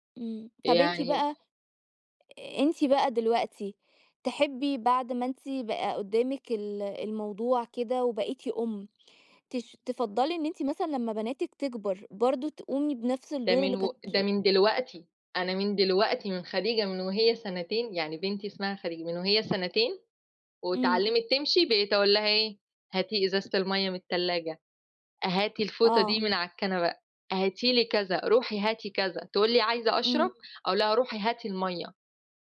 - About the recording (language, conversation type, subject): Arabic, podcast, إزّاي بتقسّموا شغل البيت بين اللي عايشين في البيت؟
- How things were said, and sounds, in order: other background noise